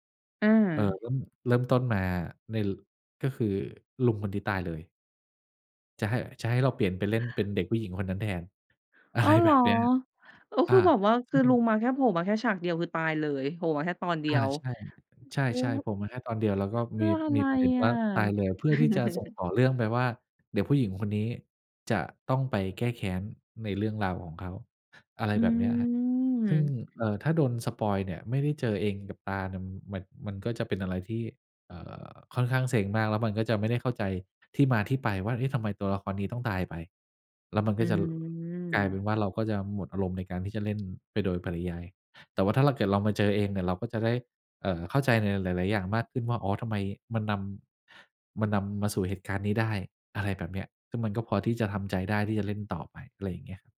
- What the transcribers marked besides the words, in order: laughing while speaking: "อะไรแบบเนี้ย"; unintelligible speech; chuckle; drawn out: "อืม"
- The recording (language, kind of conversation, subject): Thai, podcast, คุณรู้สึกอย่างไรกับคนที่ชอบสปอยล์หนังให้คนอื่นก่อนดู?